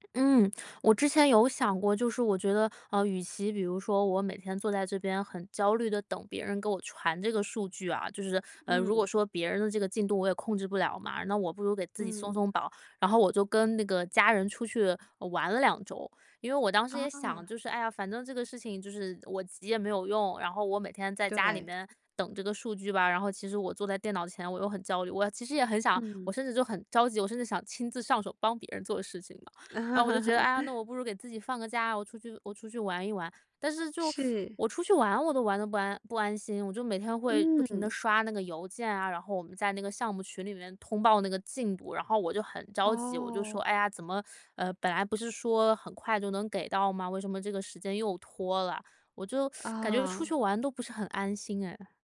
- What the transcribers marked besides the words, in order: joyful: "哦"; laugh; joyful: "嗯"; teeth sucking
- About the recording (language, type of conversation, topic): Chinese, advice, 我难以放慢节奏并好好休息，怎么办？